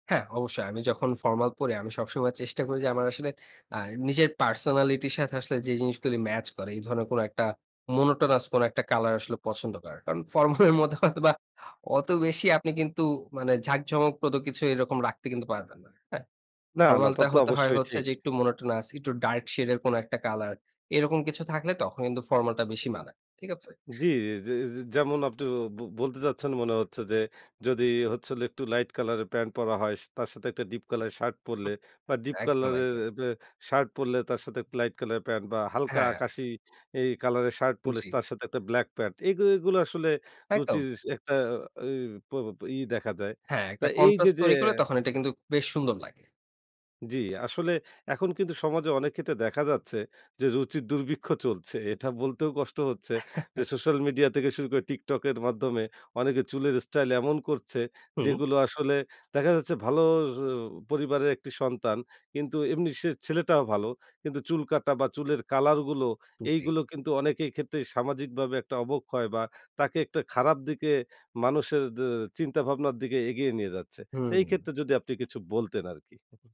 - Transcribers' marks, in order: tapping; laughing while speaking: "ফরমাল এর মধ্যে হয়তোবা"; chuckle; chuckle
- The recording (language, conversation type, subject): Bengali, podcast, তোমার স্টাইলের সবচেয়ে বড় প্রেরণা কে বা কী?